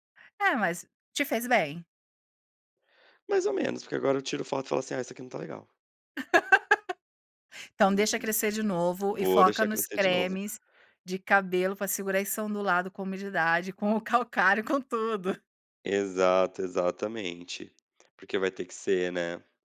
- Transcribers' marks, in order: laugh; tapping; "umidade" said as "umididade"
- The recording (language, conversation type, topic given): Portuguese, advice, Como posso negociar minha carga de trabalho para evitar sobrecarga?